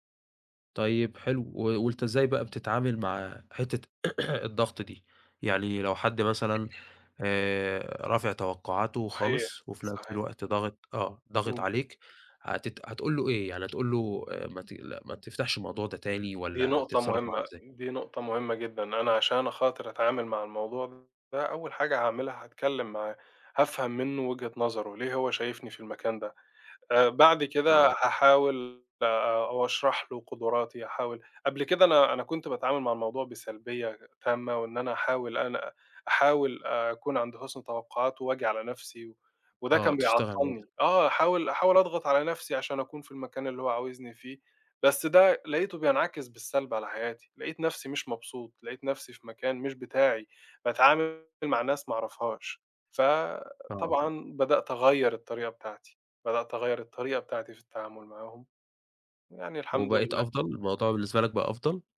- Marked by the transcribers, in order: tapping; throat clearing
- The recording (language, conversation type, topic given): Arabic, podcast, إزاي بتتعامل مع ضغط توقعات الناس منك؟